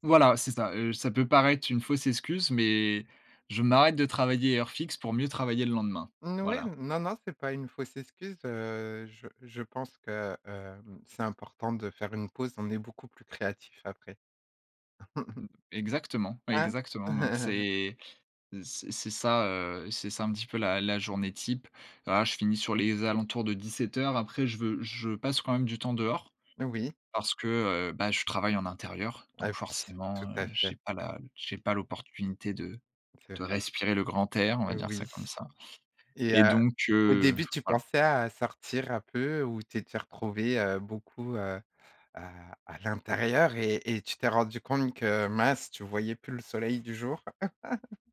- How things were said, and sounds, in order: chuckle; chuckle; chuckle
- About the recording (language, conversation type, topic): French, podcast, Comment trouves-tu l’équilibre entre le travail et la vie personnelle ?